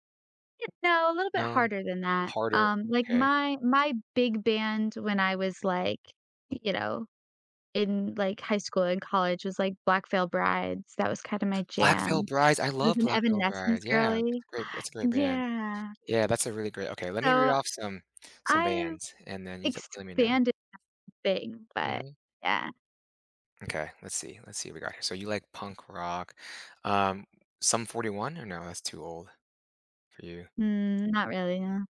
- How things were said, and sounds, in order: gasp; unintelligible speech; tapping
- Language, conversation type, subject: English, advice, How can I balance work and personal life?